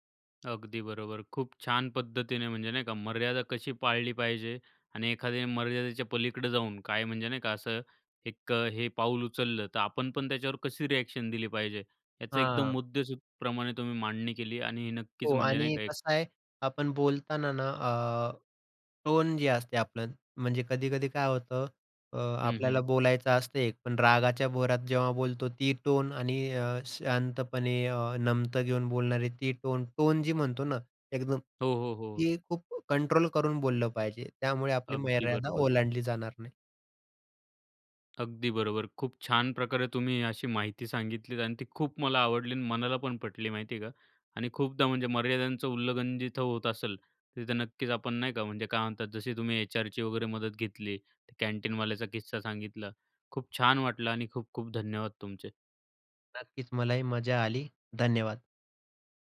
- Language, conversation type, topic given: Marathi, podcast, एखाद्याने तुमची मर्यादा ओलांडली तर तुम्ही सर्वात आधी काय करता?
- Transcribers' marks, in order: tapping